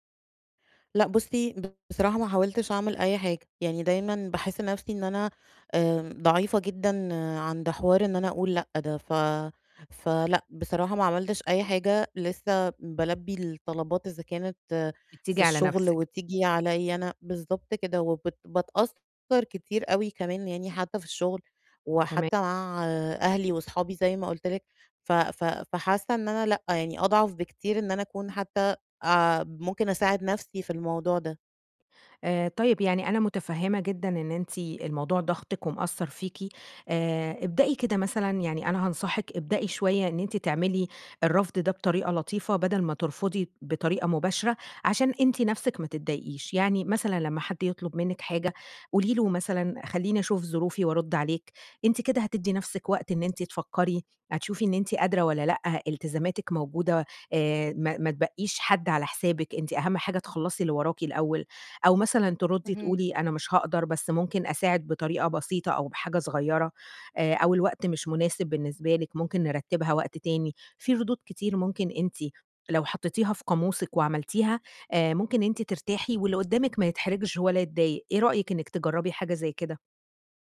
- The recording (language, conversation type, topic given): Arabic, advice, إزاي أتعامل مع زيادة الالتزامات عشان مش بعرف أقول لأ؟
- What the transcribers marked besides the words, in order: none